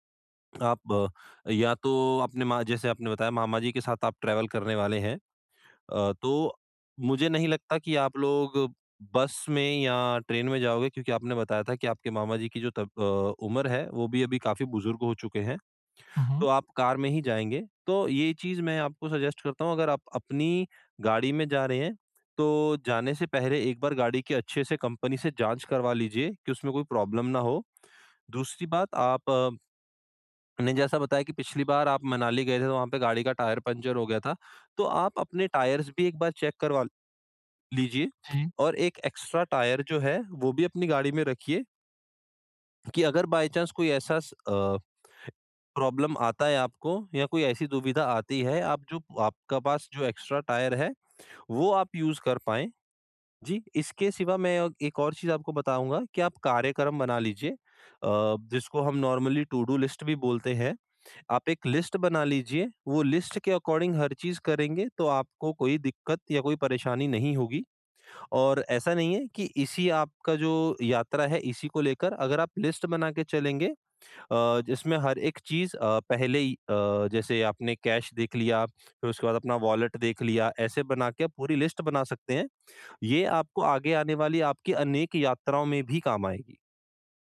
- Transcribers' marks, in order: in English: "ट्रैवल"; in English: "सजेस्ट"; in English: "प्रॉब्लम"; in English: "टायर्स"; in English: "चेक"; tapping; in English: "एक्स्ट्रा"; in English: "बाए चांस"; in English: "प्रॉब्लम"; in English: "एक्स्ट्रा"; in English: "यूज़"; in English: "नॉर्मली टूडू लिस्ट"; in English: "लिस्ट"; in English: "लिस्ट"; in English: "अकॉर्डिंग"; in English: "लिस्ट"; in English: "वॉलेट"; in English: "लिस्ट"
- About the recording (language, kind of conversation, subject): Hindi, advice, मैं यात्रा की अनिश्चितता और चिंता से कैसे निपटूँ?